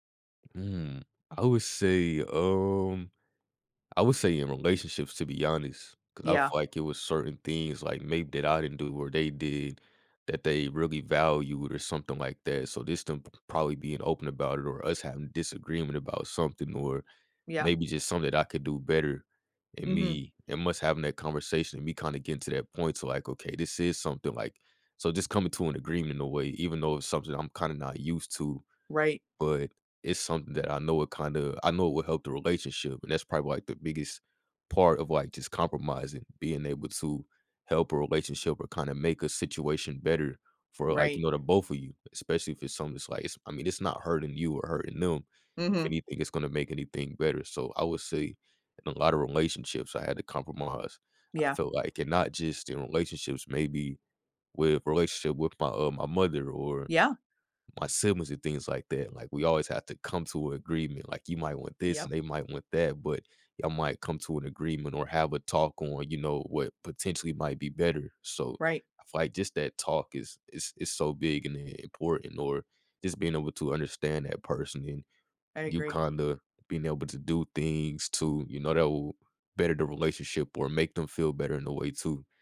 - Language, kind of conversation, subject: English, unstructured, When did you have to compromise with someone?
- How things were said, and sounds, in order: other background noise